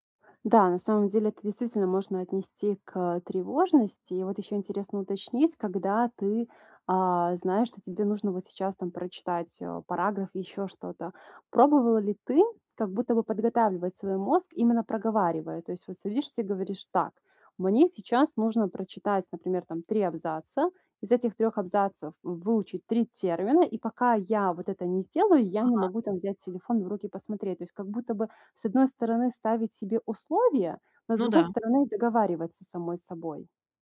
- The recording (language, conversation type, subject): Russian, advice, Как снова научиться получать удовольствие от чтения, если трудно удерживать внимание?
- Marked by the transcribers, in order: tapping